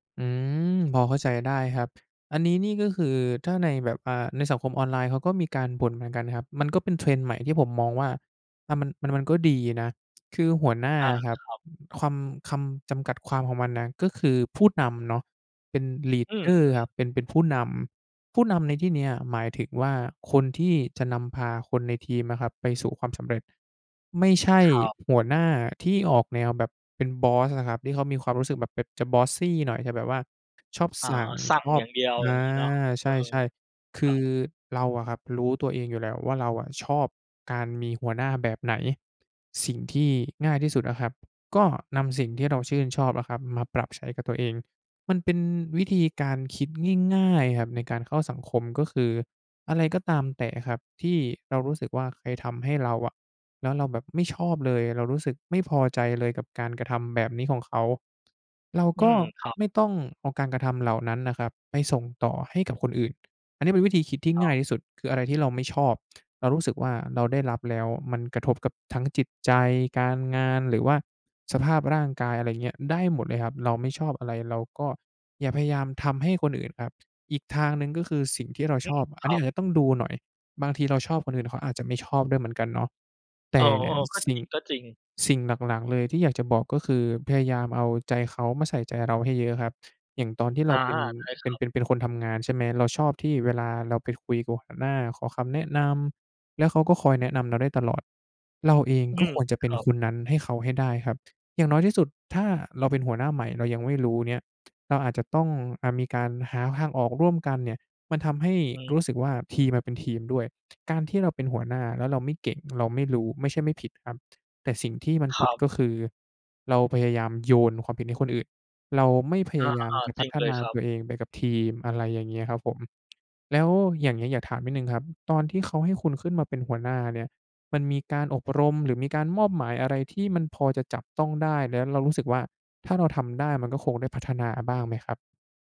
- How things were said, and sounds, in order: tapping; tsk; in English: "ลีดเดอร์"; in English: "bossy"; other background noise
- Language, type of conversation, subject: Thai, advice, เริ่มงานใหม่แล้วยังไม่มั่นใจในบทบาทและหน้าที่ ควรทำอย่างไรดี?